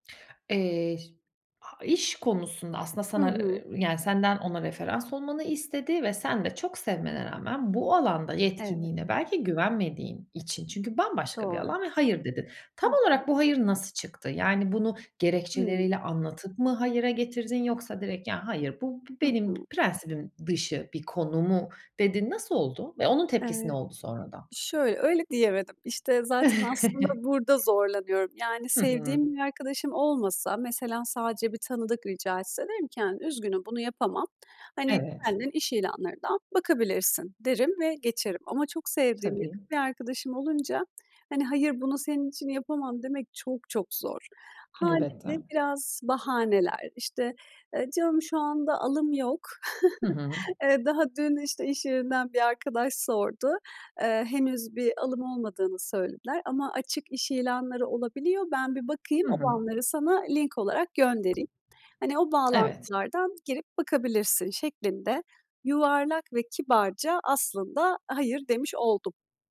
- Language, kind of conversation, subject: Turkish, podcast, Bir konuda “hayır” demek zor geldiğinde nasıl davranırsın?
- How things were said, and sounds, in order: tapping; chuckle; unintelligible speech; other background noise; chuckle